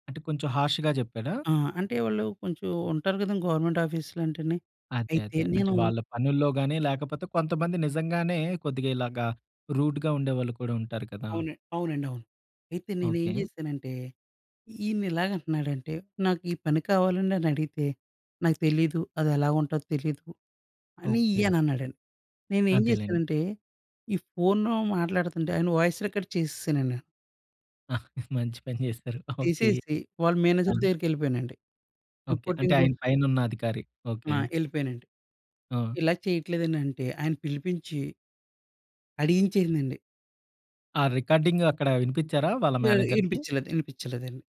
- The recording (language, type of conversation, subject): Telugu, podcast, ఫోన్ కాల్‌తో పోలిస్తే ముఖాముఖి సంభాషణలో శరీరభాష ఎంత ముఖ్యమైనది?
- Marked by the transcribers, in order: in English: "హార్శ్‌గ"; in English: "గవర్నమెంట్"; other background noise; in English: "రూడ్‌గా"; in English: "వాయిస్ రికార్డ్"; chuckle; in English: "మేనేజర్"; in English: "రికార్డింగ్"; in English: "మేనేజర్‌కి?"